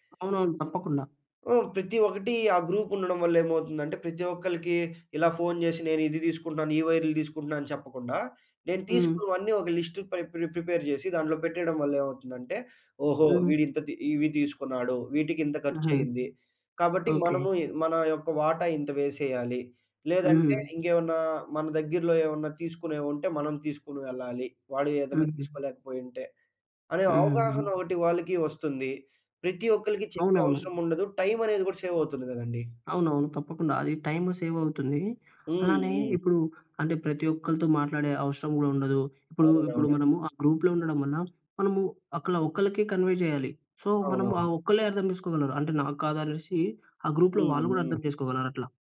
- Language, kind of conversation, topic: Telugu, podcast, మీరు చాట్‌గ్రూప్‌ను ఎలా నిర్వహిస్తారు?
- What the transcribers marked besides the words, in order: in English: "గ్రూప్"; in English: "లిస్ట్"; in English: "ప్రి ప్రిపేర్"; in English: "సేవ్"; in English: "టైమ్ సేవ్"; in English: "గ్రూప్‌లో"; in English: "కన్వే"; in English: "సో"; in English: "గ్రూప్‌లో"